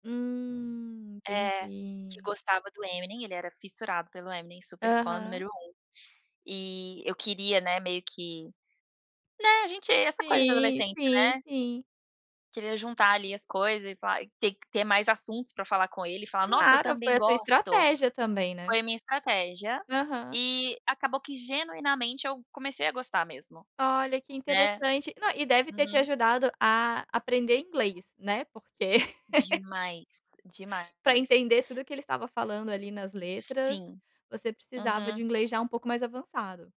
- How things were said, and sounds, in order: laugh
- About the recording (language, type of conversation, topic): Portuguese, podcast, Qual canção te transporta imediatamente para outra época da vida?